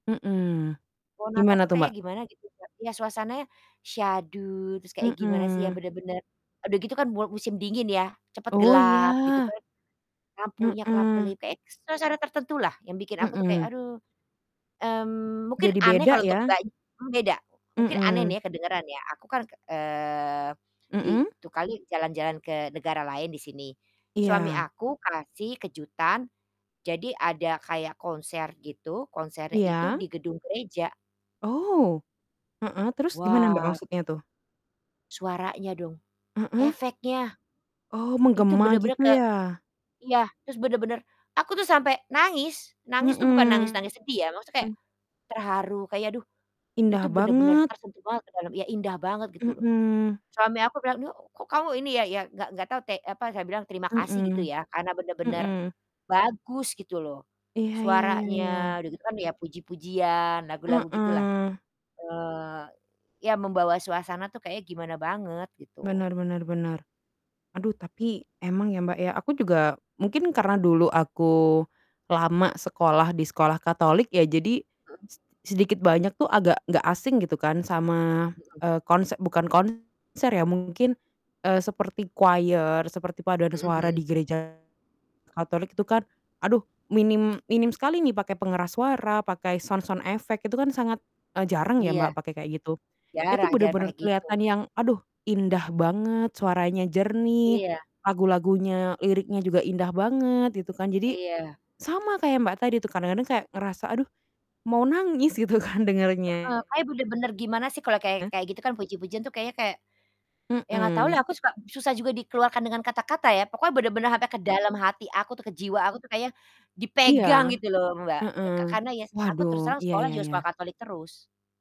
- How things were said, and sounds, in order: distorted speech; other background noise; static; in English: "choir"; in English: "sound sound effect"; laughing while speaking: "kan"; stressed: "dipegang"
- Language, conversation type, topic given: Indonesian, unstructured, Bagaimana tradisi keluarga Anda dalam merayakan hari besar keagamaan?